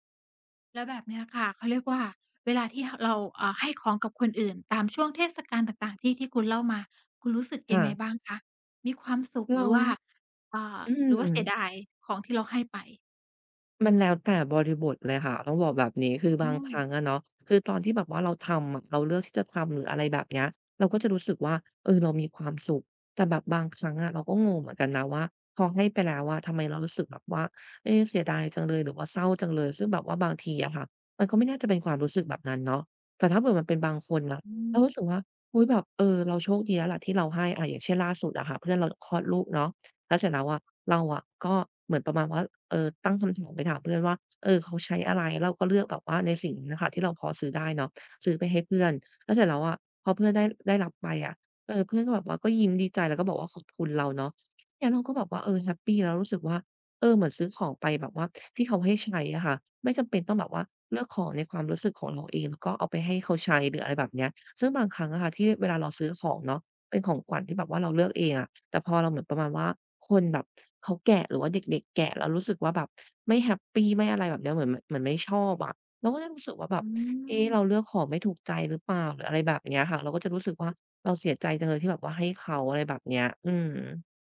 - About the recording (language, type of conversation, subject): Thai, advice, ฉันจะปรับทัศนคติเรื่องการใช้เงินให้ดีขึ้นได้อย่างไร?
- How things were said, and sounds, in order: other background noise